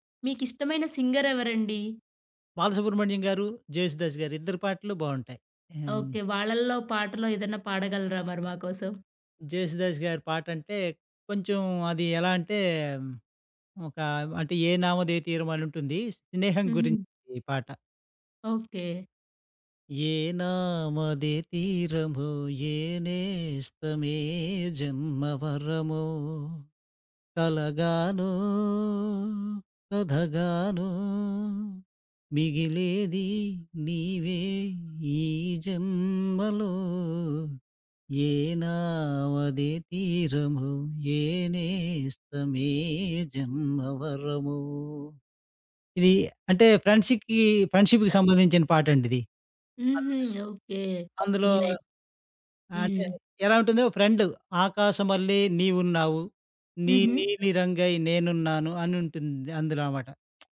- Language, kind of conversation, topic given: Telugu, podcast, మీకు ఇష్టమైన పాట ఏది, ఎందుకు?
- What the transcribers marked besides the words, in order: in English: "సింగర్"; tapping; singing: "ఏ నామదే తీరమొ ఏ నేస్తమే … ఏ నేస్తమే జన్మవరమొ"; in English: "ఫ్రెండ్‌షిక్‌కి ఫ్రెండ్‌షిప్‌కి"; other background noise